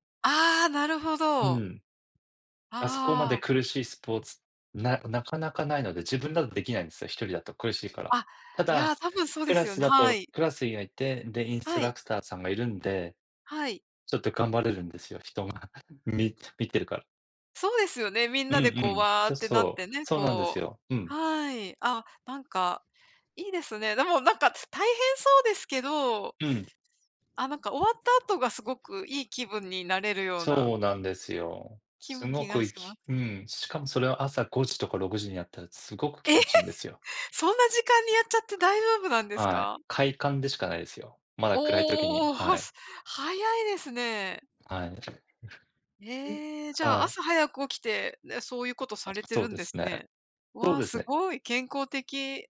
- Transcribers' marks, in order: surprised: "えへ！"; other background noise
- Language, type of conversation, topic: Japanese, unstructured, 体を動かすことの楽しさは何だと思いますか？